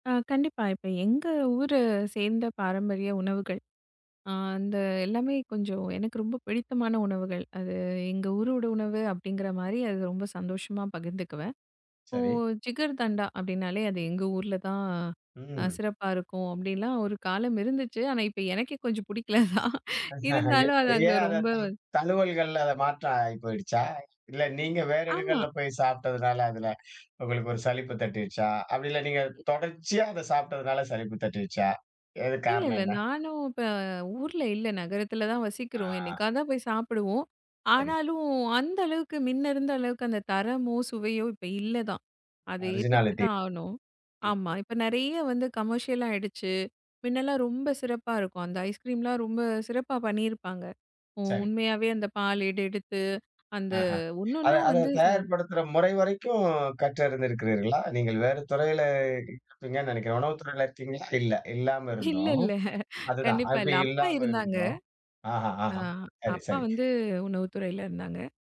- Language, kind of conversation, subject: Tamil, podcast, ஒரு பாரம்பரிய உணவு எப்படி உருவானது என்பதற்கான கதையைச் சொல்ல முடியுமா?
- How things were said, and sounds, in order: laughing while speaking: "புடிக்கல தான். இருந்தாலும் அது அங்க ரொம்ப வந்"; laughing while speaking: "ஏன் அத த தழுவல்கள்ல அத … ஒரு சலிப்பு தட்டிடுச்சா?"; other background noise; in English: "ஒரிஜினாலிட்டி"; in English: "கமர்சியல்லாயிடுச்சு"; laughing while speaking: "இல்ல இல்ல. கண்டிப்பா இல்ல. அப்பா இருந்தாங்க"; grunt